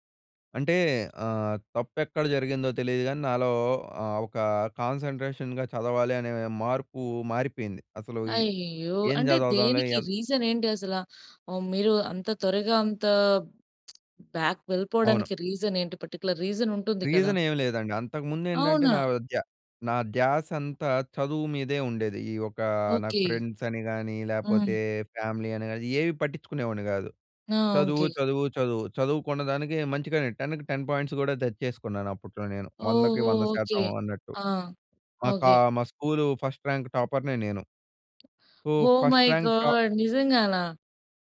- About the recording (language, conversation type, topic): Telugu, podcast, క్యాలెండర్‌ని ప్లాన్ చేయడంలో మీ చిట్కాలు ఏమిటి?
- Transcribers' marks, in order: in English: "కాన్సంట్రేషన్‌గా"; in English: "రీజన్"; lip smack; in English: "బ్యాక్"; in English: "రీజన్"; in English: "పర్టిక్యులర్ రీజన్"; in English: "రీజన్"; in English: "ఫ్రెండ్స్"; in English: "ఫ్యామిలీ"; in English: "టెన్‌కి టెన్ పాయింట్స్"; in English: "ఫస్ట్ ర్యాంక్"; in English: "సో, ఫస్ట్ ర్యాంక్"; in English: "ఓ మై గాడ్!"